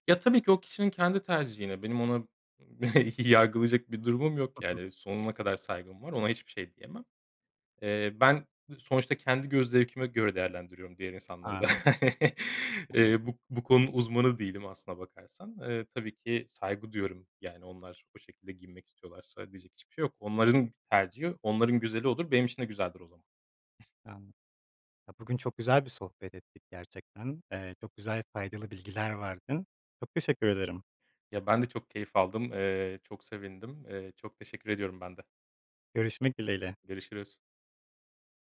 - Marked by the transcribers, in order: chuckle; laugh; other background noise
- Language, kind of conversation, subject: Turkish, podcast, Giyinirken rahatlığı mı yoksa şıklığı mı önceliklendirirsin?